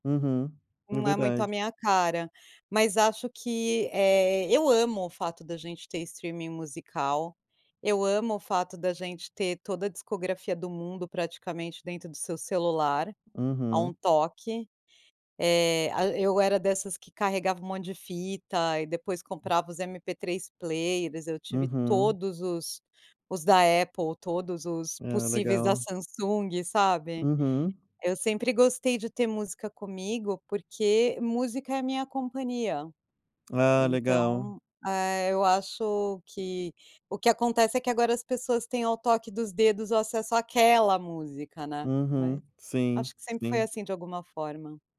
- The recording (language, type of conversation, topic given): Portuguese, podcast, Como a música influencia seu foco nas atividades?
- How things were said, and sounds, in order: other background noise; tongue click; stressed: "aquela"